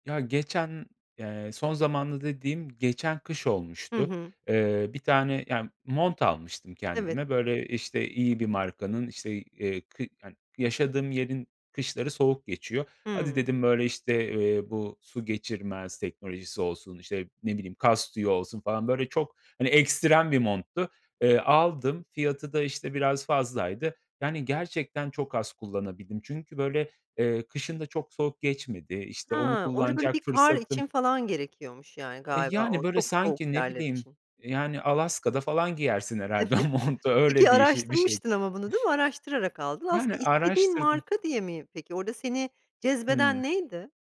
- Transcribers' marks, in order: other background noise; tapping; laughing while speaking: "o montu"
- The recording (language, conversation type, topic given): Turkish, podcast, Evde para tasarrufu için neler yapıyorsunuz?